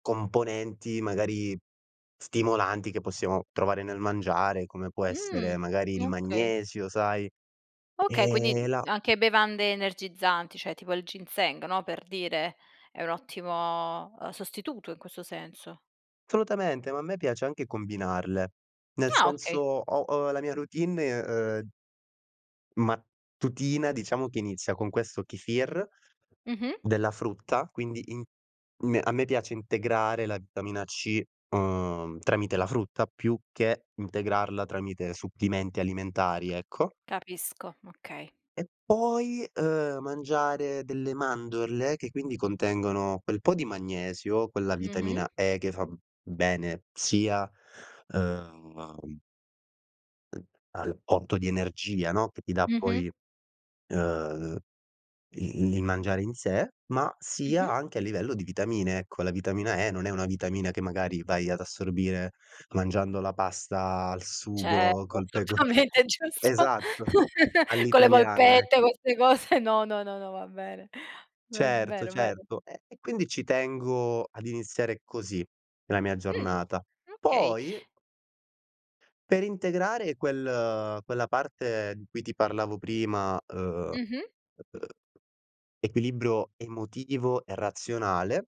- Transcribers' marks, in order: tapping; "Assolutamente" said as "solutamente"; "supplementi" said as "supplimenti"; other background noise; laughing while speaking: "solutamente giusto"; "assolutamente" said as "solutamente"; laughing while speaking: "pecor"; chuckle; laughing while speaking: "cose"
- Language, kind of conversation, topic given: Italian, podcast, Quali abitudini quotidiane scegli per migliorarti?